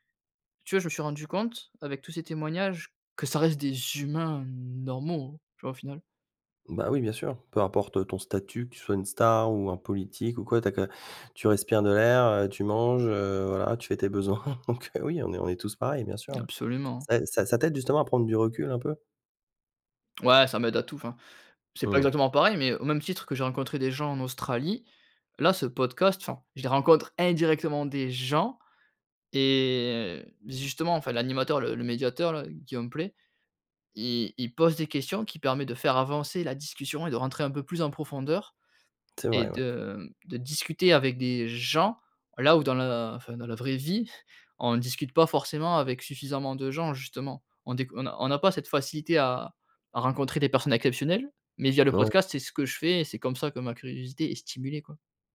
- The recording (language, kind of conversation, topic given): French, podcast, Comment cultives-tu ta curiosité au quotidien ?
- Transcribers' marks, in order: laughing while speaking: "besoins"; chuckle